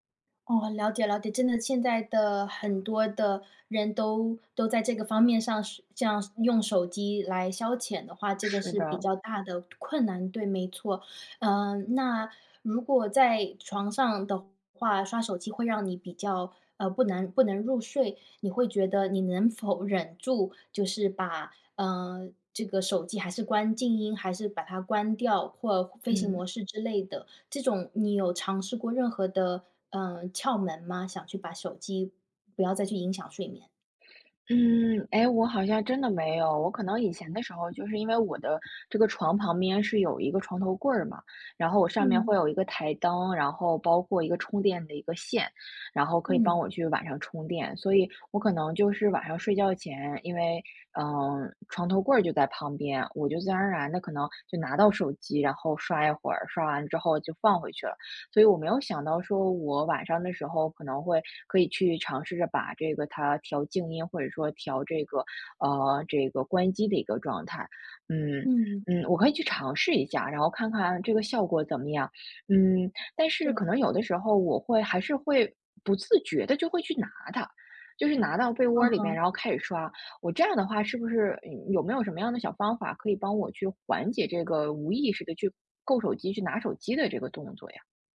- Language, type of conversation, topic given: Chinese, advice, 我想养成规律作息却总是熬夜，该怎么办？
- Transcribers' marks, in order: none